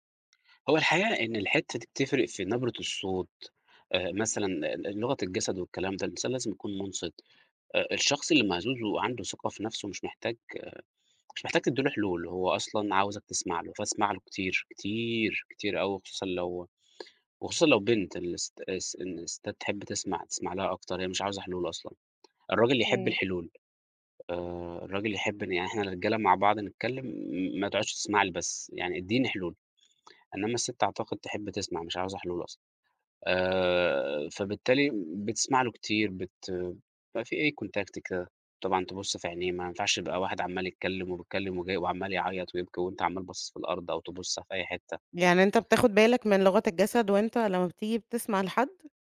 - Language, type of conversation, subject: Arabic, podcast, إزاي بتستخدم الاستماع عشان تبني ثقة مع الناس؟
- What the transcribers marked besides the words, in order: tapping; in English: "Contact"